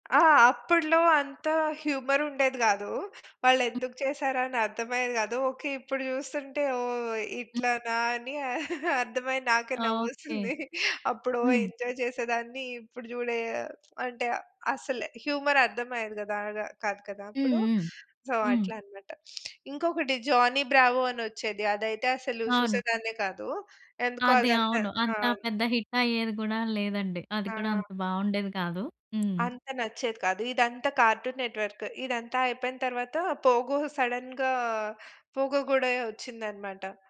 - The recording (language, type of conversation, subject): Telugu, podcast, చిన్నప్పుడు నీకు ఇష్టమైన కార్టూన్ ఏది?
- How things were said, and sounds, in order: tapping; laughing while speaking: "అని అర్థమై నాకే నవ్వొస్తుంది"; in English: "ఎంజాయ్"; in English: "హ్యూమర్"; in English: "సో"; in English: "హిట్"; in English: "కార్టూన్ నెట్‌వర్క్"; in English: "పోగో, సడెన్‌గా పోగో"